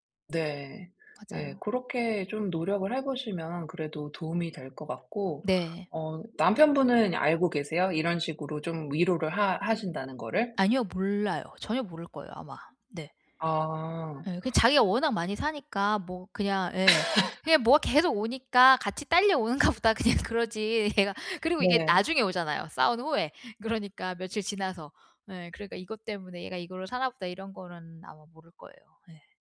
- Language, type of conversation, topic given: Korean, advice, 감정적 위로를 위해 충동적으로 소비하는 습관을 어떻게 멈출 수 있을까요?
- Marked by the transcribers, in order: laugh; laughing while speaking: "딸려오는가 보다.' 그냥 그러지"